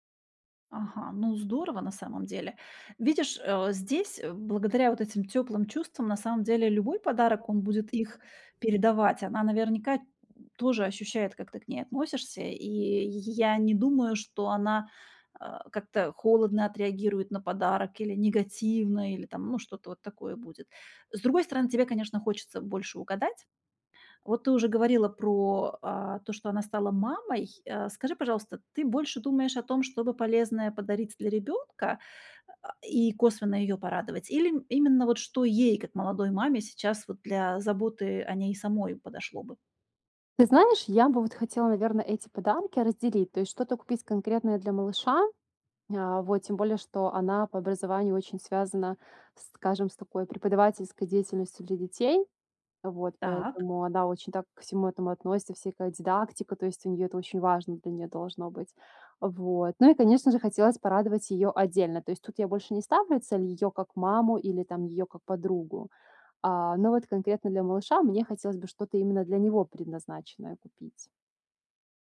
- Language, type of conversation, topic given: Russian, advice, Как подобрать подарок, который действительно порадует человека и не будет лишним?
- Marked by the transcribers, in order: other background noise; grunt; tapping